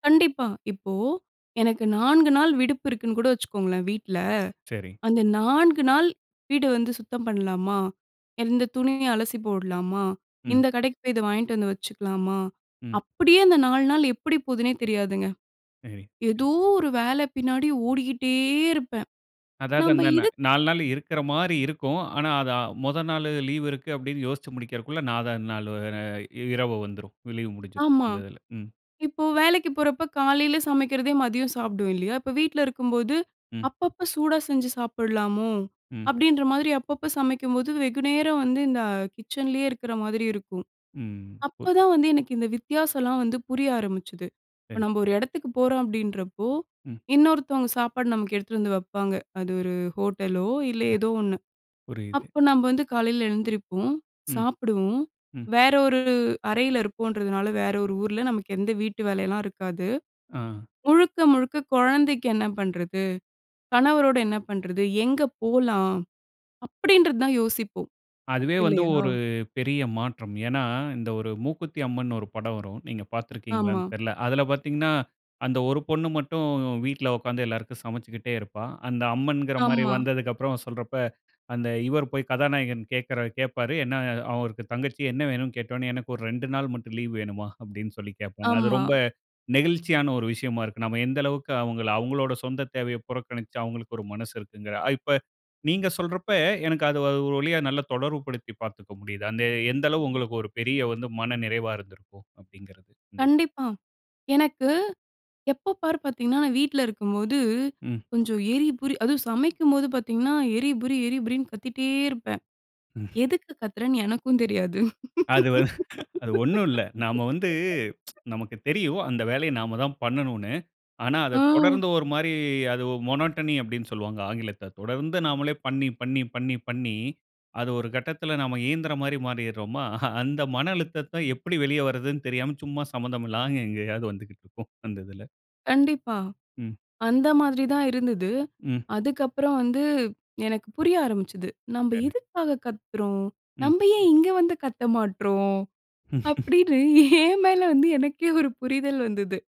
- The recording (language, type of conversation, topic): Tamil, podcast, பயணத்தில் நீங்கள் கற்றுக்கொண்ட முக்கியமான பாடம் என்ன?
- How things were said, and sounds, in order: other background noise; other noise; laugh; tsk; laugh; in English: "மோனோட்டனி"; "ஆங்கிலத்துல" said as "ஆங்கிலத்த"; chuckle; laughing while speaking: "அப்படினு ஏன் மேல வந்து எனக்கே ஒரு புரிதல் வந்தது"; laugh